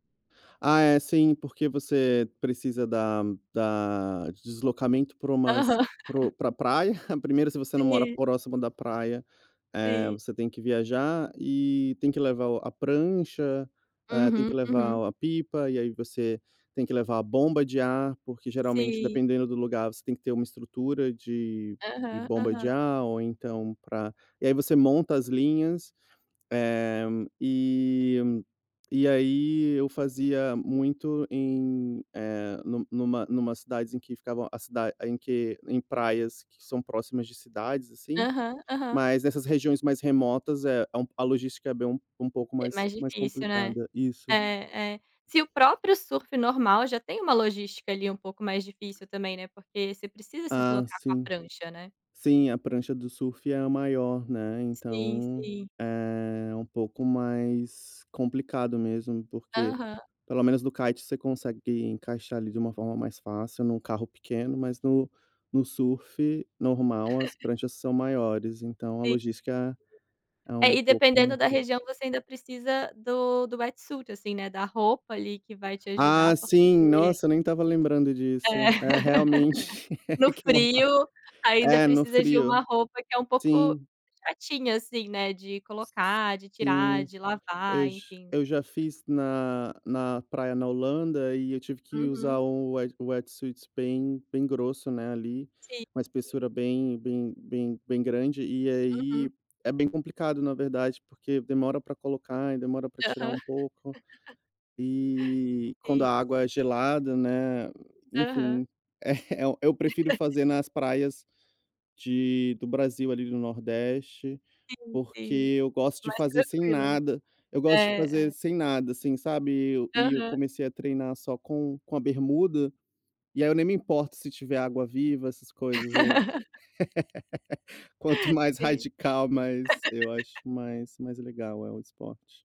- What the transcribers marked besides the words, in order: chuckle; other background noise; tapping; laugh; in English: "wetsuit"; laugh; laugh; laughing while speaking: "Que malvado"; in English: "wet wetsuit"; laugh; chuckle; laugh; laugh; laugh
- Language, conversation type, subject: Portuguese, podcast, Qual é a sua relação com os exercícios físicos atualmente?